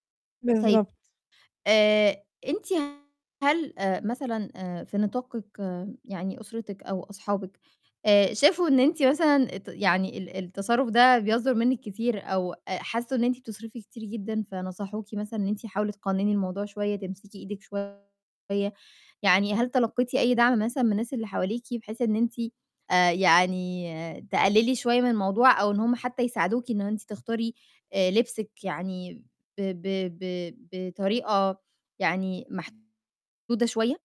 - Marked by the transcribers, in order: distorted speech
- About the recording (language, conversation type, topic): Arabic, advice, إزاي أشتري هدوم بذكاء عشان ماشتريش حاجات وتفضل في الدولاب من غير ما ألبسها؟